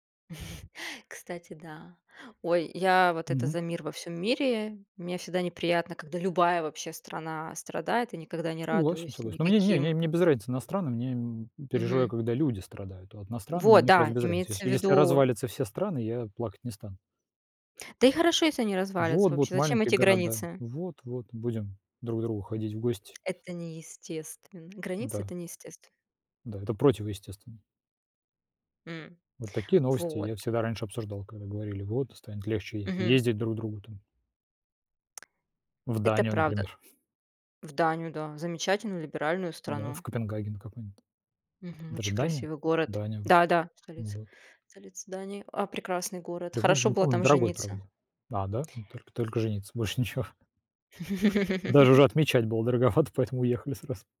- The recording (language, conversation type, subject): Russian, unstructured, Насколько важно обсуждать новости с друзьями или семьёй?
- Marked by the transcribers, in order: chuckle; tapping; unintelligible speech; laughing while speaking: "больше ничего"; other background noise; laugh; laughing while speaking: "дороговато, поэтому уехали сразу"